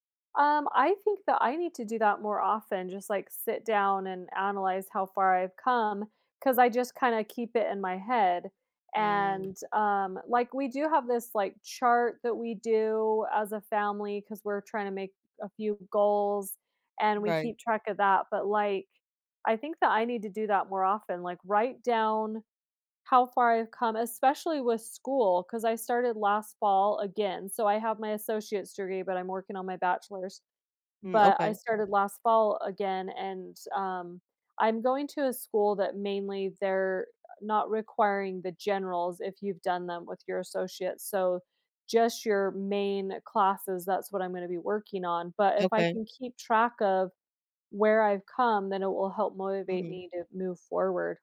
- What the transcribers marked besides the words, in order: tapping
- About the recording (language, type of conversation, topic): English, unstructured, What steps can you take in the next year to support your personal growth?
- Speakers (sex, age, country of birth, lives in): female, 25-29, United States, United States; female, 45-49, United States, United States